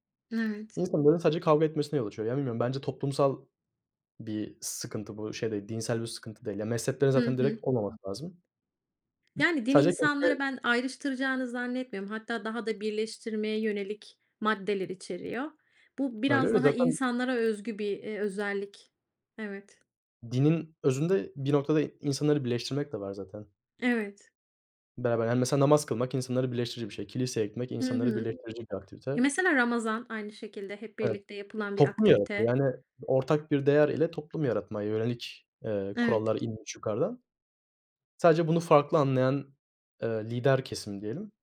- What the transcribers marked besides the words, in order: other background noise; tapping
- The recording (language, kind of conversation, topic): Turkish, unstructured, Hayatında öğrendiğin en ilginç bilgi neydi?
- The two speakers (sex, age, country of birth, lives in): female, 35-39, Turkey, United States; male, 20-24, Turkey, Hungary